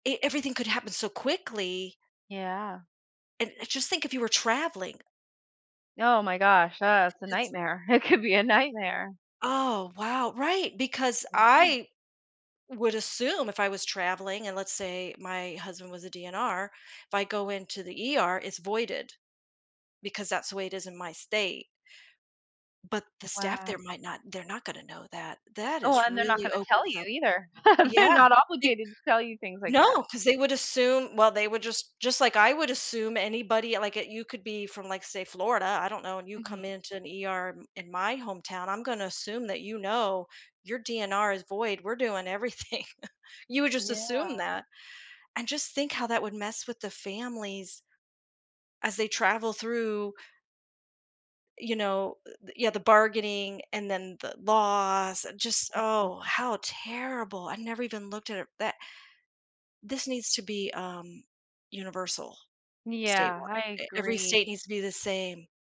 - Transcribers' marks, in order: tapping; laughing while speaking: "it could be a nightmare"; chuckle; laughing while speaking: "They're"; laughing while speaking: "everything"; sad: "Oh, how terrible"
- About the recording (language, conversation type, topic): English, unstructured, How do people cope with their feelings toward medical professionals after a loss?